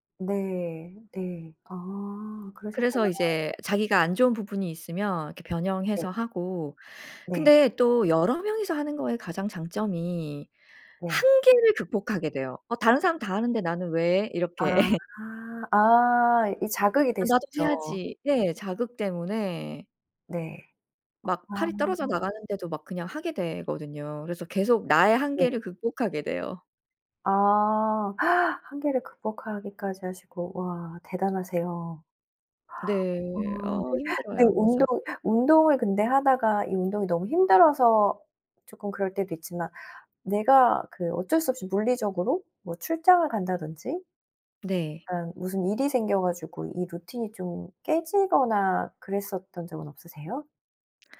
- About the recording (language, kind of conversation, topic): Korean, podcast, 규칙적인 운동 루틴은 어떻게 만드세요?
- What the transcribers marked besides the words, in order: laugh; other background noise; gasp; tapping